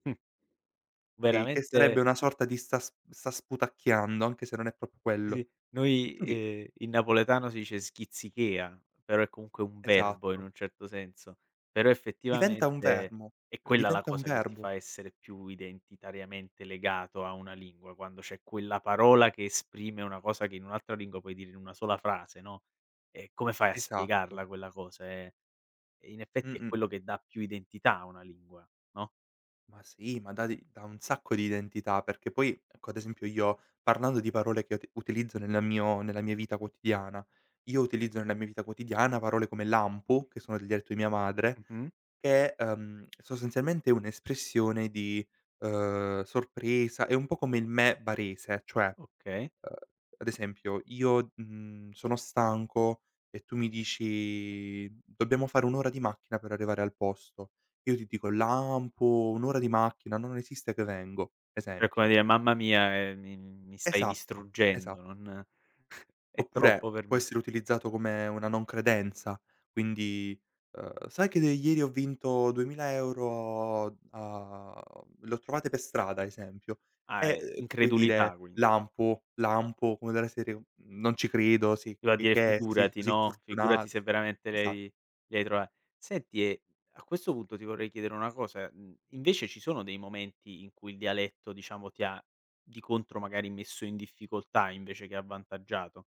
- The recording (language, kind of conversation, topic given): Italian, podcast, Che ruolo hanno i dialetti nella tua identità?
- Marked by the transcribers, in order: "vermo" said as "verbo"; tapping; drawn out: "dici"; drawn out: "Lampo"; chuckle; drawn out: "a"